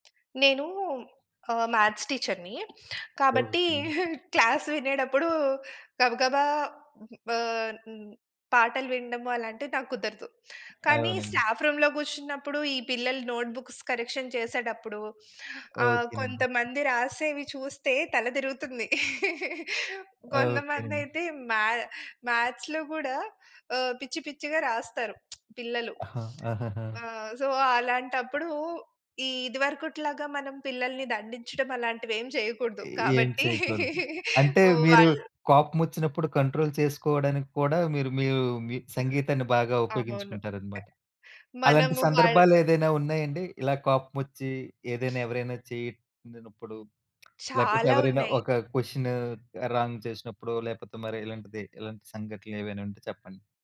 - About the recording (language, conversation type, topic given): Telugu, podcast, సంగీతం వింటూ పని చేస్తే మీకు ఏకాగ్రత మరింత పెరుగుతుందా?
- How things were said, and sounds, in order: tapping; in English: "మ్యాథ్స్ టీచర్‌ని"; giggle; in English: "క్లాస్"; other noise; in English: "స్టాఫ్ రూమ్‌లో"; in English: "నోట్‌బుక్స్ కరెక్షన్"; other background noise; laugh; lip smack; in English: "సో"; laugh; in English: "కంట్రోల్"; in English: "రాంగ్"